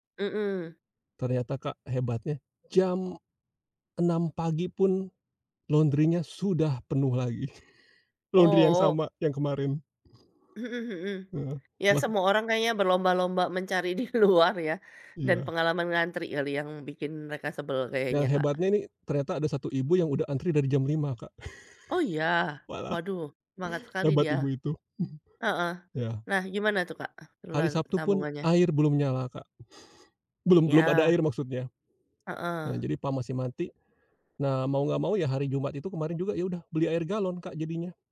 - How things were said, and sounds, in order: chuckle; laughing while speaking: "di luar"; chuckle; other background noise; unintelligible speech
- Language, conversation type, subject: Indonesian, podcast, Apa trik hemat listrik atau air di rumahmu?